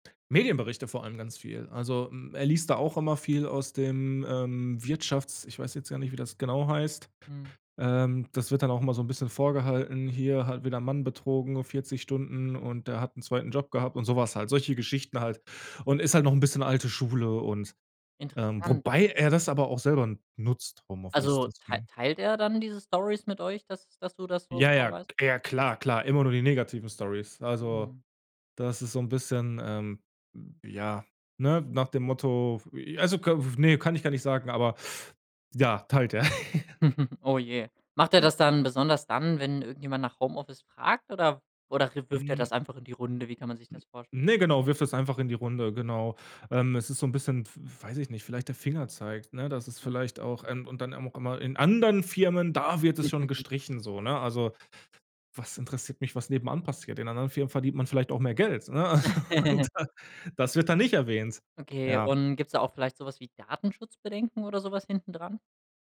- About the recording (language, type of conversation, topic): German, podcast, Was hältst du von Homeoffice und ortsunabhängigem Arbeiten?
- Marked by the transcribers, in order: other background noise; stressed: "wobei"; snort; chuckle; other noise; stressed: "anderen"; chuckle; chuckle; laughing while speaking: "Also, und das"